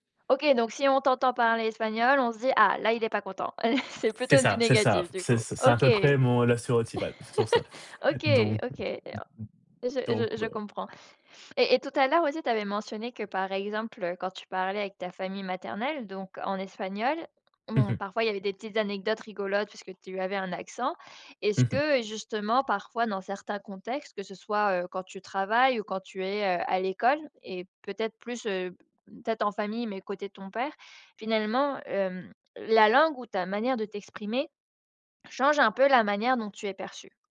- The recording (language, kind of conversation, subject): French, podcast, Quel rôle la langue joue-t-elle dans ton identité ?
- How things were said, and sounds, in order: chuckle; chuckle; other noise; tapping; other background noise